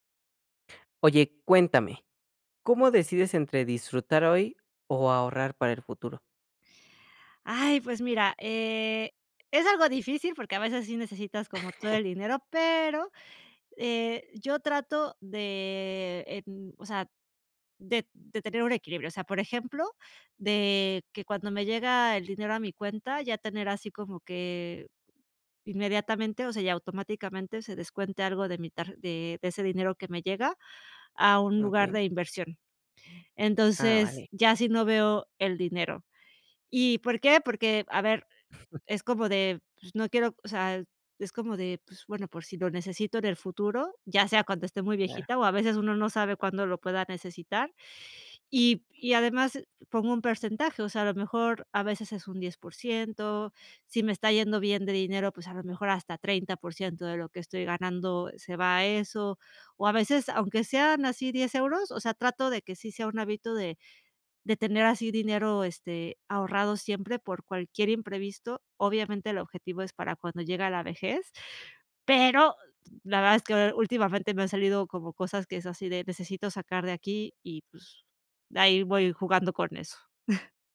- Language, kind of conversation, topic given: Spanish, podcast, ¿Cómo decides entre disfrutar hoy o ahorrar para el futuro?
- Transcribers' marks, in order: chuckle; chuckle; chuckle